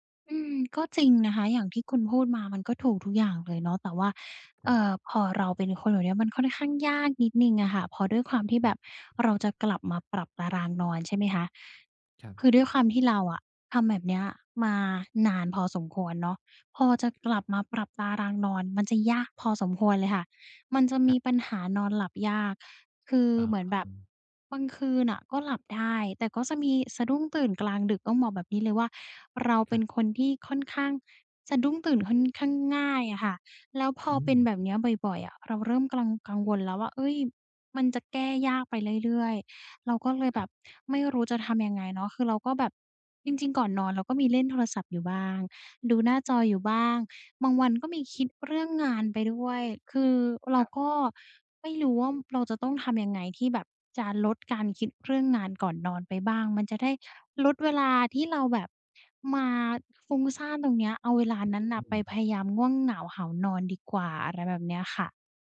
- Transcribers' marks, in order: other background noise
- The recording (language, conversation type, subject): Thai, advice, ตื่นนอนด้วยพลังมากขึ้นได้อย่างไร?